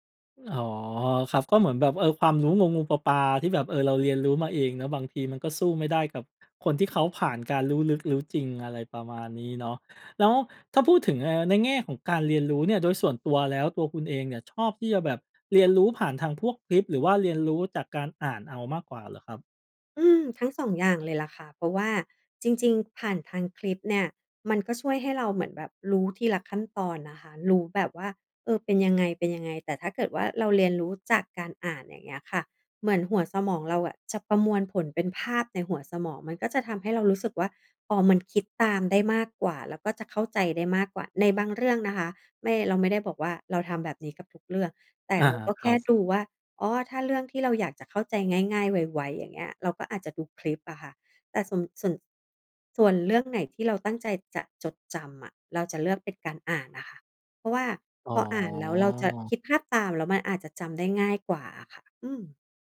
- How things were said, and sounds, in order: none
- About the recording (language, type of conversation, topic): Thai, podcast, เคยเจออุปสรรคตอนเรียนเองไหม แล้วจัดการยังไง?